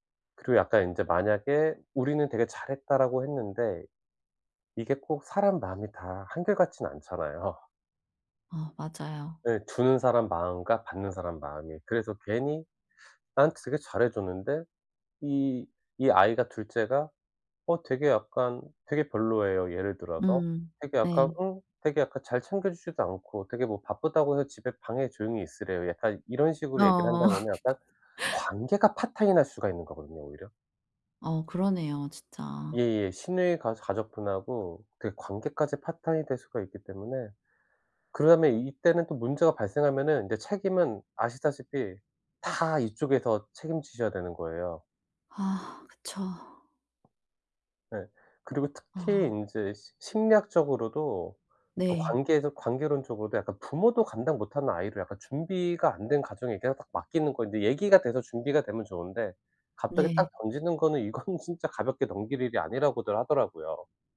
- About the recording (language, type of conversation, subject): Korean, advice, 이사할 때 가족 간 갈등을 어떻게 줄일 수 있을까요?
- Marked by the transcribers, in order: laugh